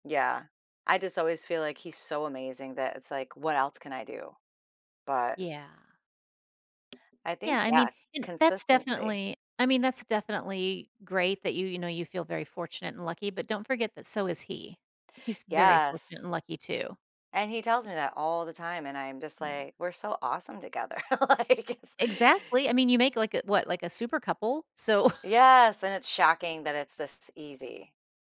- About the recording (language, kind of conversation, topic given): English, advice, How can I show more affection to my partner in ways they'll appreciate?
- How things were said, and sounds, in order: tapping; laughing while speaking: "Like, it's"; laughing while speaking: "So"